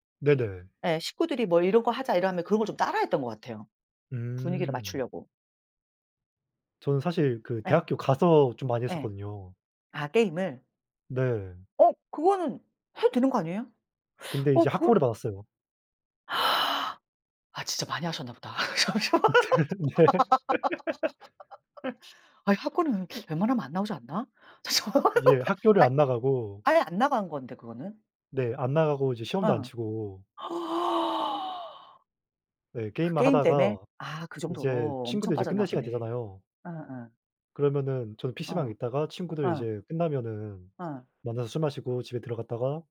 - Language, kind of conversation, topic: Korean, unstructured, 취미 때문에 가족과 다툰 적이 있나요?
- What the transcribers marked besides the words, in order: gasp; laugh; laughing while speaking: "네"; laugh; laughing while speaking: "저 저"; laugh; gasp